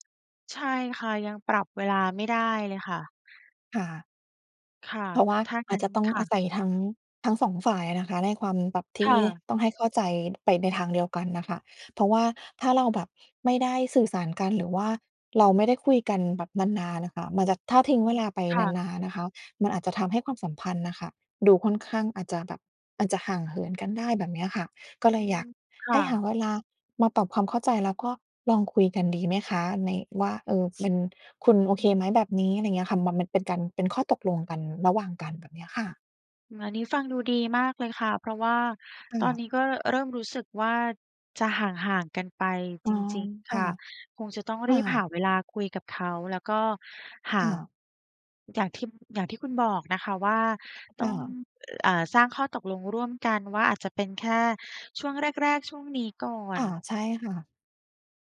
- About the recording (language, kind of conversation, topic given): Thai, advice, ความสัมพันธ์ส่วนตัวเสียหายเพราะทุ่มเทให้ธุรกิจ
- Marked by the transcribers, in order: none